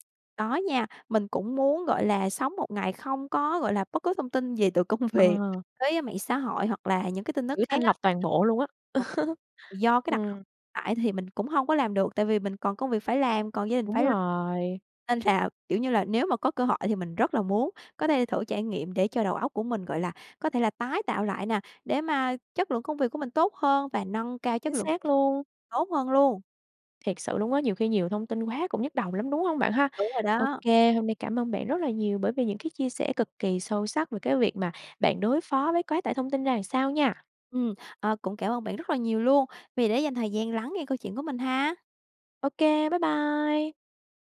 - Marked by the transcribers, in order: other background noise; tapping; unintelligible speech; laugh; laughing while speaking: "là"; unintelligible speech
- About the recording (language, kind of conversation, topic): Vietnamese, podcast, Bạn đối phó với quá tải thông tin ra sao?